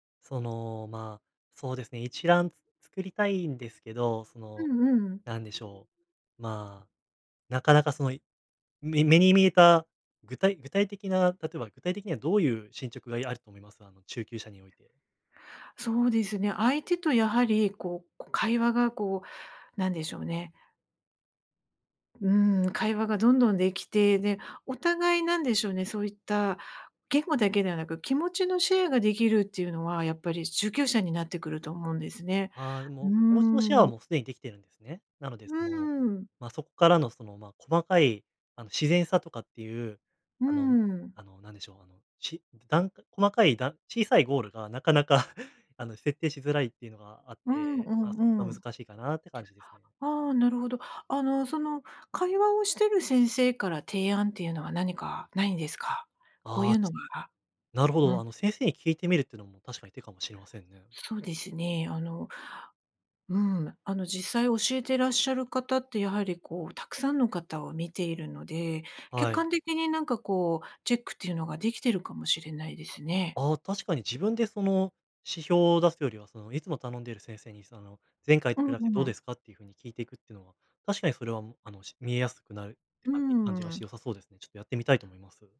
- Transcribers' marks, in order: other background noise
- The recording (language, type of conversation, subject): Japanese, advice, 進捗が見えず達成感を感じられない